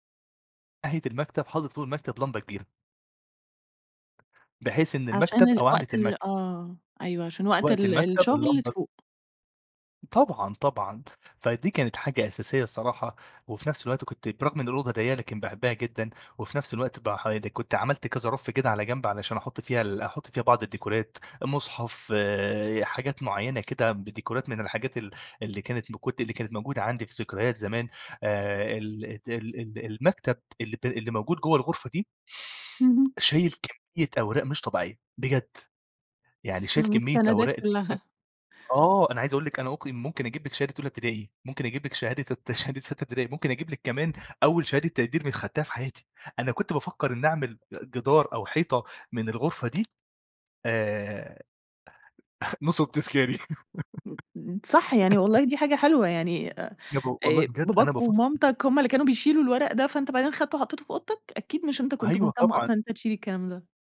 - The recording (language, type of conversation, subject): Arabic, podcast, إزاي تغيّر شكل قوضتك بسرعة ومن غير ما تصرف كتير؟
- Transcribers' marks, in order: tapping; in English: "بديكورات"; laughing while speaking: "نصُب تذكاري"; laugh